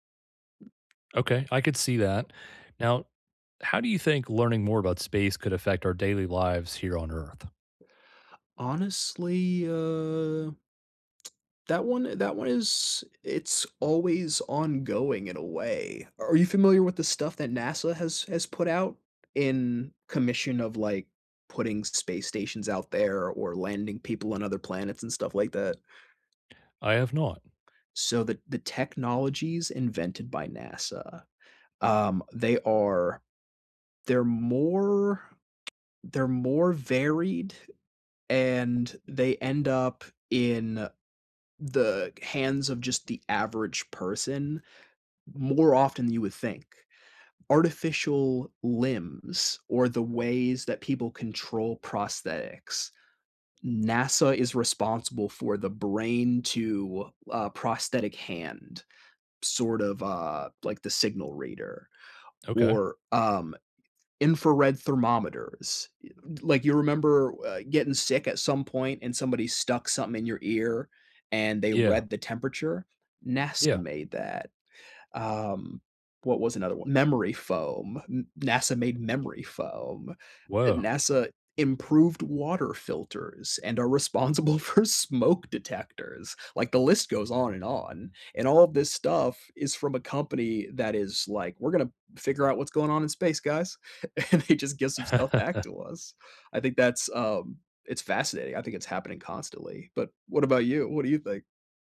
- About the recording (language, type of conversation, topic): English, unstructured, What do you find most interesting about space?
- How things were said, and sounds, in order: other background noise; drawn out: "Honestly, uh"; tsk; laughing while speaking: "responsible for"; laughing while speaking: "and they just"; chuckle